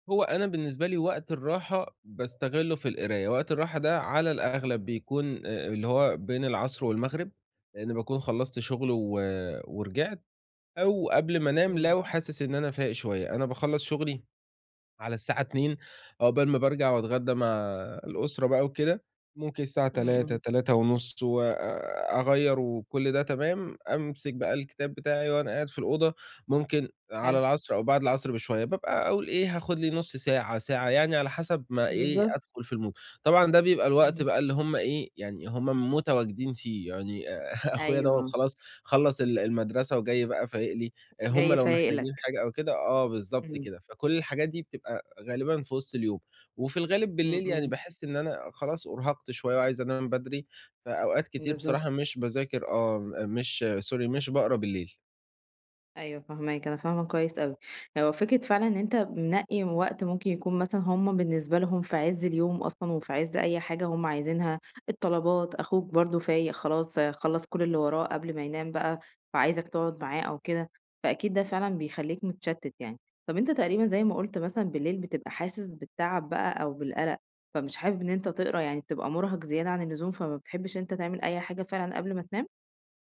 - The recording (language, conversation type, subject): Arabic, advice, إزاي أقدر أتغلّب على صعوبة التركيز وأنا بتفرّج على أفلام أو بقرأ؟
- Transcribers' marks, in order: in English: "الMood"; chuckle; tapping; in English: "Sorry"